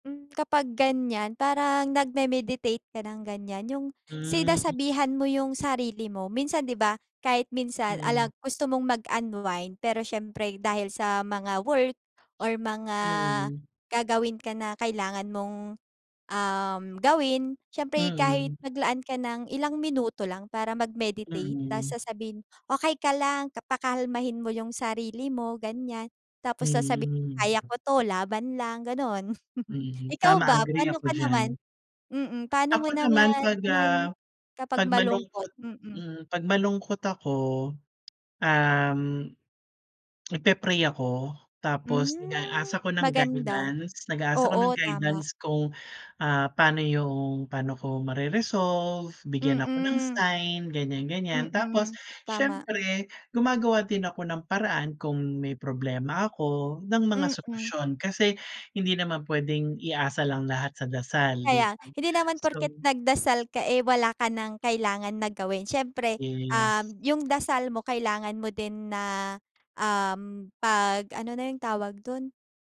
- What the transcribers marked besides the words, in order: tongue click; other background noise; tapping; chuckle
- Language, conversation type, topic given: Filipino, unstructured, Paano mo hinaharap ang stress sa araw-araw at ano ang ginagawa mo para mapanatili ang magandang pakiramdam?